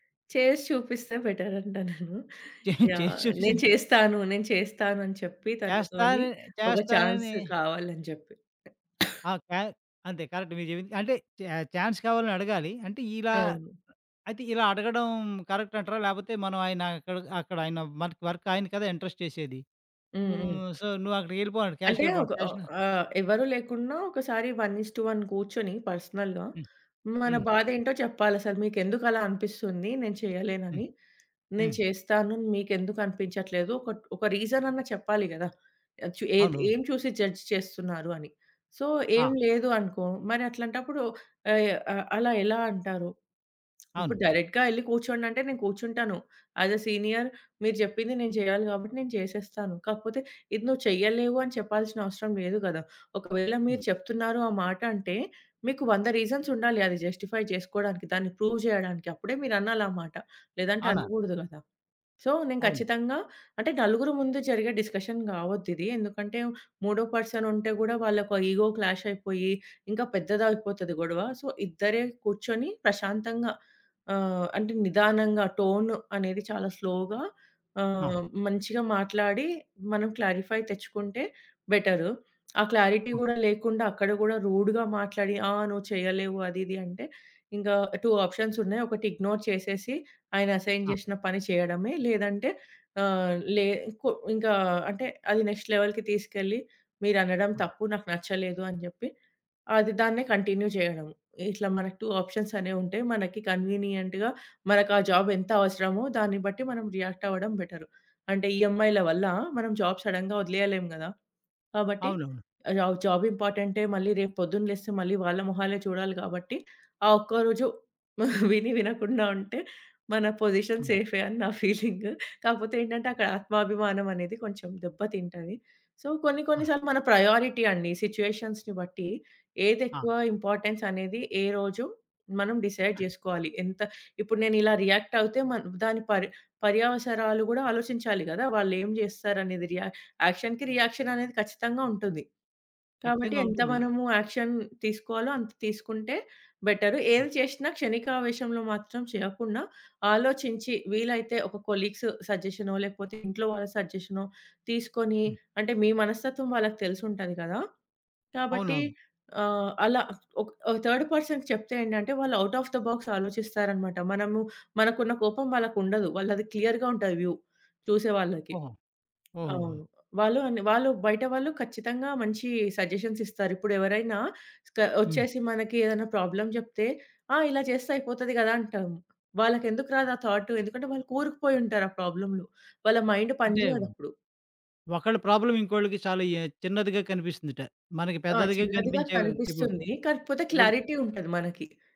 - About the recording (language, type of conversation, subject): Telugu, podcast, మీరు తప్పు చేసినప్పుడు నమ్మకాన్ని ఎలా తిరిగి పొందగలరు?
- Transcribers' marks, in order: laughing while speaking: "నేను"; laughing while speaking: "చే చేసి చూపిస్తాను"; cough; in English: "కరెక్ట్"; in English: "ఛా ఛాన్స్"; in English: "వర్క్"; in English: "ఇంట్రెస్ట్"; in English: "సో"; in English: "వన్ ఈష్‌టు వన్"; in English: "పర్సనల్‌గా"; tapping; other background noise; in English: "జడ్జ్"; in English: "సో"; lip smack; in English: "డైరెక్ట్‌గా"; in English: "యాజ్ ఏ సీనియర్"; in English: "జస్టిఫై"; in English: "ప్రూవ్"; in English: "సో"; in English: "డిస్కషన్"; in English: "ఇగో"; in English: "సో"; in English: "స్లోగా"; in English: "క్లారిఫై"; lip smack; in English: "క్లారిటీ"; in English: "టు"; in English: "ఇగ్నోర్"; in English: "అసైన్"; in English: "నెక్స్ట్ లెవెల్‌కి"; in English: "కంటిన్యూ"; in English: "టు"; in English: "కన్వీనియంట్‌గా"; in English: "జాబ్ సడన్‌గా"; giggle; in English: "పొజిషన్"; laughing while speaking: "ఫీలింగ్"; in English: "ఫీలింగ్"; in English: "సో"; in English: "ప్రయారిటీ"; in English: "సిచ్యువేషన్స్‌ని"; in English: "డిసైడ్"; in English: "యాక్షన్‌కి"; in English: "యాక్షన్"; in English: "కొలీగ్స్"; in English: "థర్డ్ పర్సన్‌కి"; in English: "ఔట్ ఆఫ్ ద బాక్స్"; in English: "క్లియర్‌గా"; in English: "వ్యూ"; in English: "ప్రాబ్లమ్"; in English: "థాట్"; in English: "ప్రాబ్లమ్‌లో"; in English: "మైండ్"; in English: "ప్రాబ్లమ్"; in English: "క్లారిటీ"